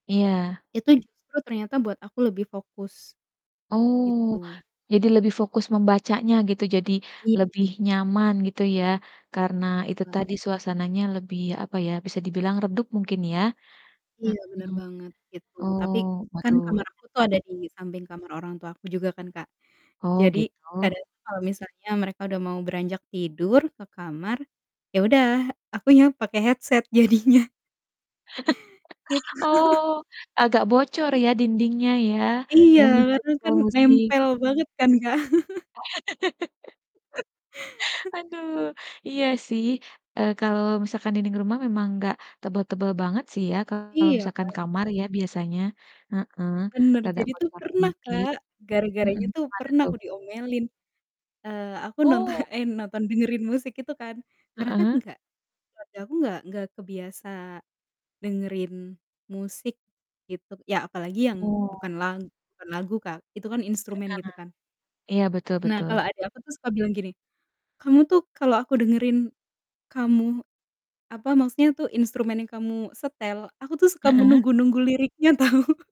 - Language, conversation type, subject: Indonesian, podcast, Bagaimana caramu menjadikan kamar tidur sebagai ruang waktu untuk diri sendiri yang nyaman?
- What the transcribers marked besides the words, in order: static; distorted speech; other background noise; mechanical hum; in English: "headset"; laughing while speaking: "jadinya"; chuckle; laughing while speaking: "Gitu"; chuckle; background speech; laughing while speaking: "Kak"; laugh; laughing while speaking: "tahu"